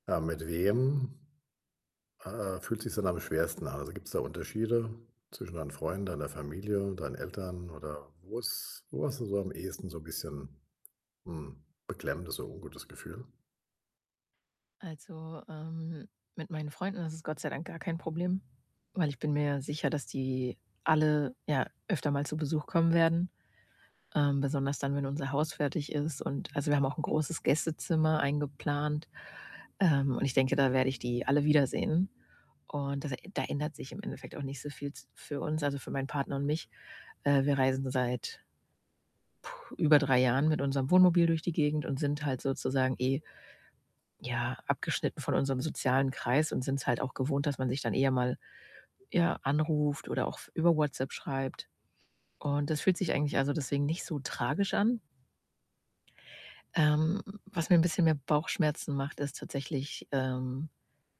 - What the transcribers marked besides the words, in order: other background noise; static
- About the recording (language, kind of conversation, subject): German, advice, Wie kann ich besser mit Abschieden von Freunden und Familie umgehen?